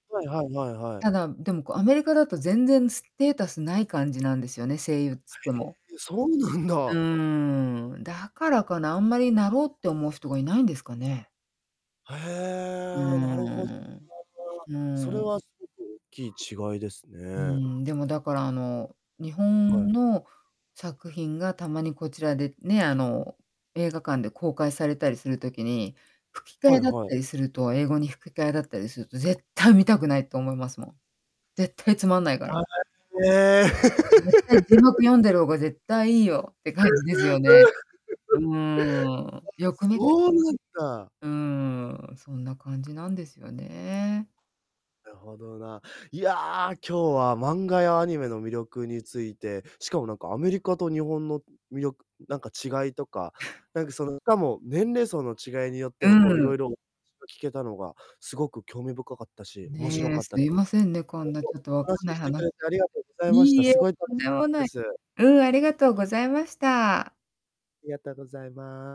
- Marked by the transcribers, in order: distorted speech; in English: "ステータス"; laugh; unintelligible speech; chuckle; unintelligible speech
- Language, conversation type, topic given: Japanese, podcast, 漫画やアニメの魅力は何だと思いますか？